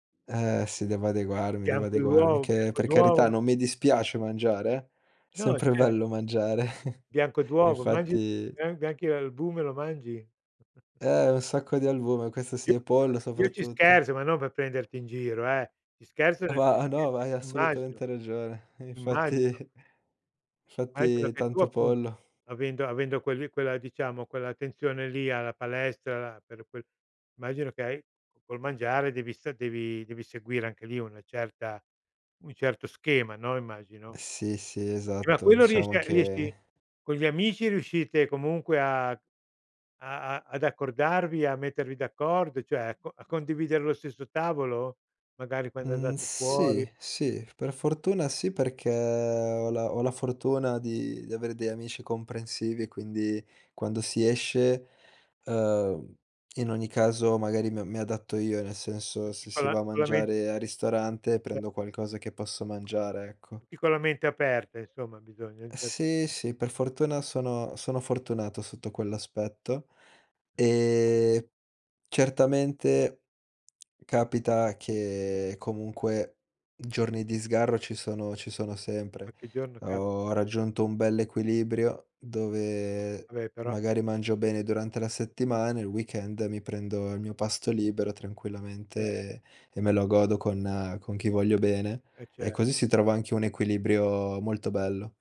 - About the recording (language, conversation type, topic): Italian, podcast, Che cosa ti piace fare nel tempo libero per ricaricarti davvero?
- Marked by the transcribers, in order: chuckle; chuckle; unintelligible speech; chuckle; drawn out: "perché"; unintelligible speech; drawn out: "dove"